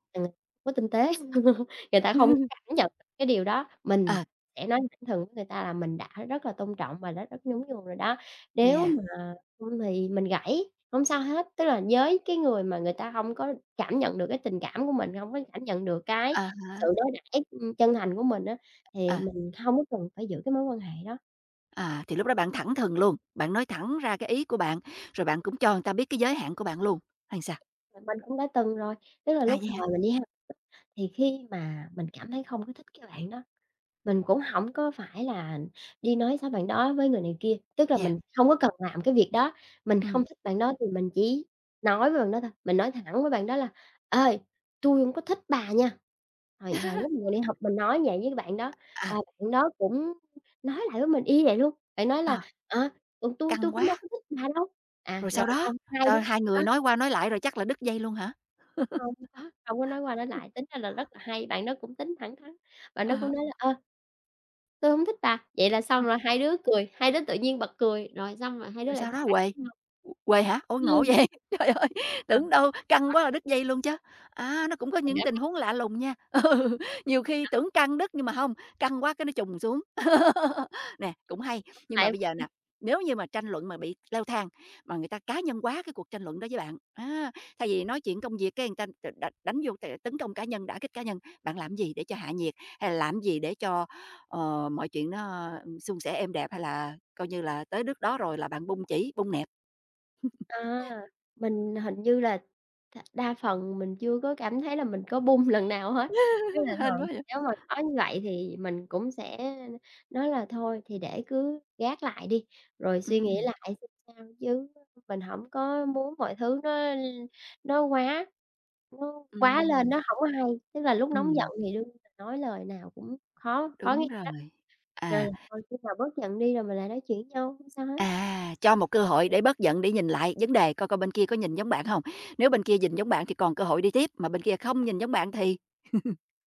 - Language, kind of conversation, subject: Vietnamese, podcast, Làm thế nào để bày tỏ ý kiến trái chiều mà vẫn tôn trọng?
- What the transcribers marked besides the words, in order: laugh; tapping; "người" said as "ừn"; other background noise; laugh; chuckle; laughing while speaking: "vậy, trời ơi"; unintelligible speech; unintelligible speech; unintelligible speech; laughing while speaking: "ừ"; laugh; "người" said as "ừn"; chuckle; laughing while speaking: "bung"; horn; laugh; chuckle